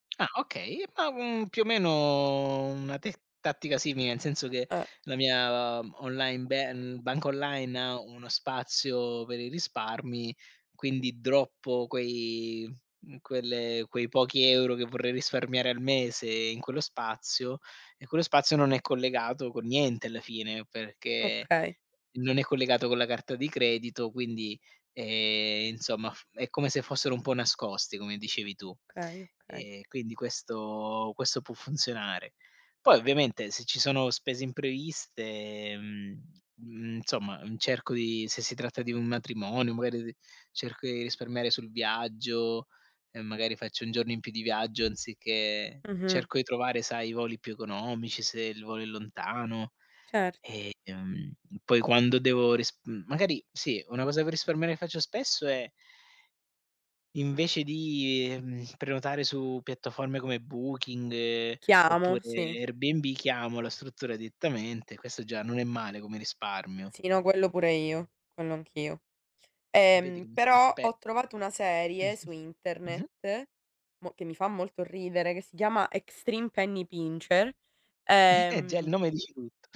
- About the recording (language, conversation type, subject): Italian, unstructured, Come ti prepari ad affrontare le spese impreviste?
- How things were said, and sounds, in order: lip smack; in English: "droppo"; other background noise; "direttamente" said as "dittamente"; laughing while speaking: "Mh-mh"; chuckle